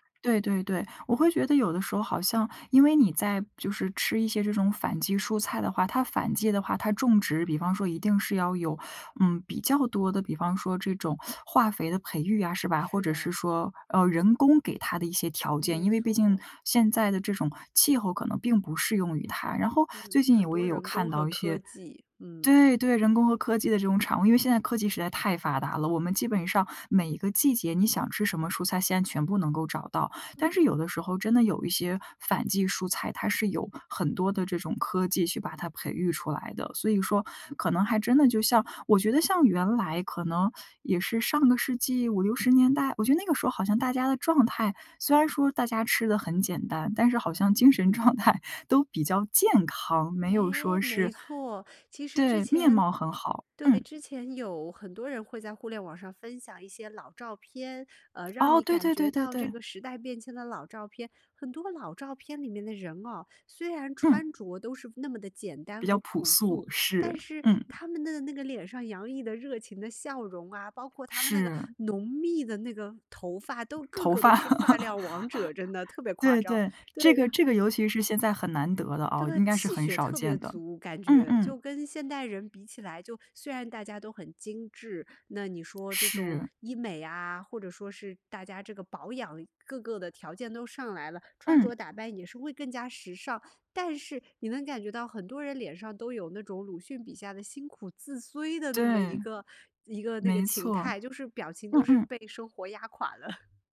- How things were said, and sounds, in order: other background noise; laughing while speaking: "精神状态"; "发量" said as "发料"; laugh; laugh
- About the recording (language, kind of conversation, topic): Chinese, podcast, 简单的饮食和自然生活之间有什么联系？